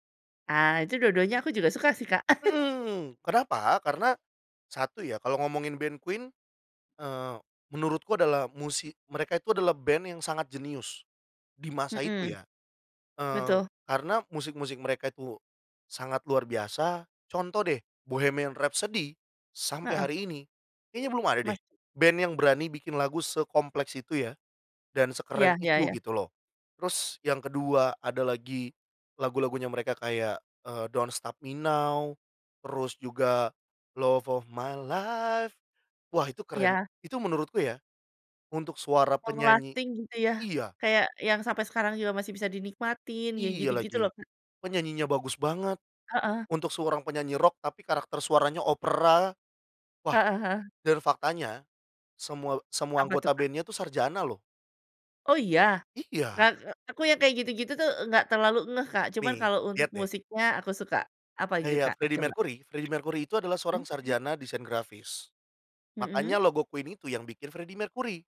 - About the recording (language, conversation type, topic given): Indonesian, podcast, Pernahkah kamu merasa musik luar negeri berpadu dengan musik lokal dalam seleramu?
- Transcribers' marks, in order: chuckle; singing: "love of my life"; tapping; in English: "Long lasting"